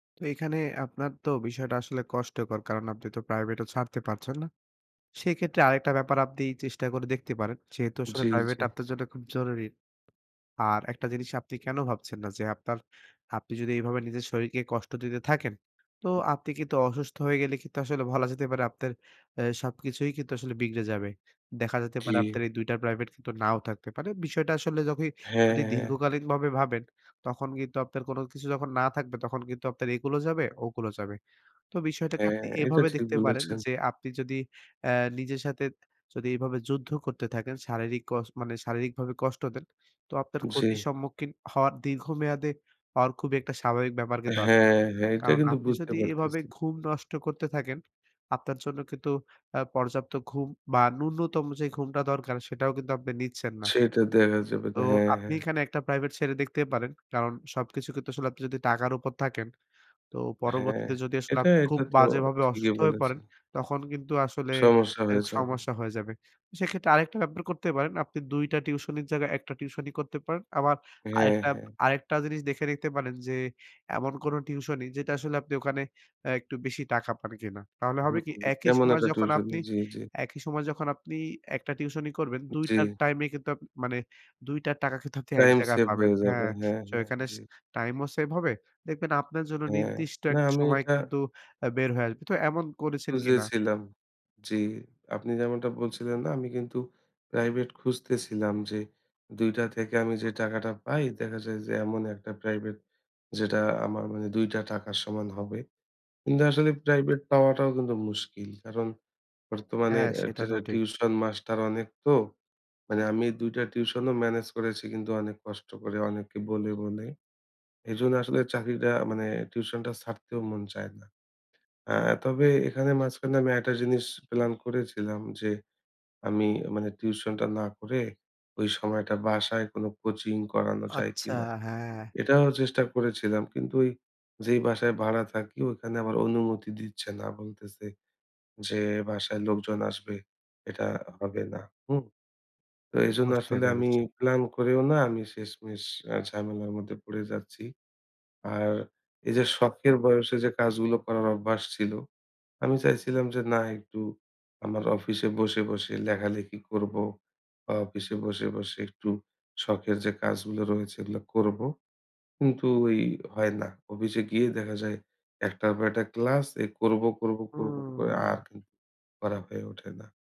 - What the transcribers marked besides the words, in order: none
- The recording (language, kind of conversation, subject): Bengali, advice, আপনি কেন শখের জন্য বা অবসরে সময় বের করতে পারছেন না?